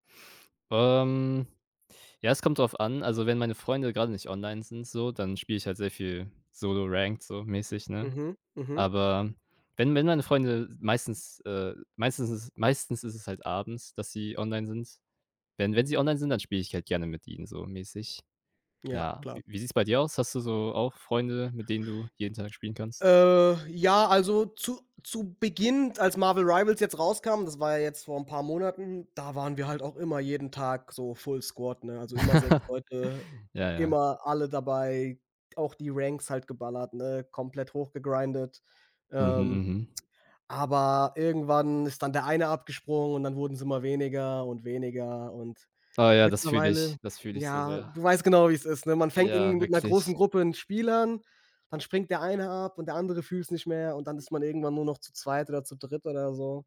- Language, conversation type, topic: German, unstructured, Welches Hobby macht dich am glücklichsten?
- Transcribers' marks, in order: in English: "Ranked"; other background noise; drawn out: "Äh"; in English: "Full Squad"; chuckle; in English: "Ranks"; in English: "hochgegrinded"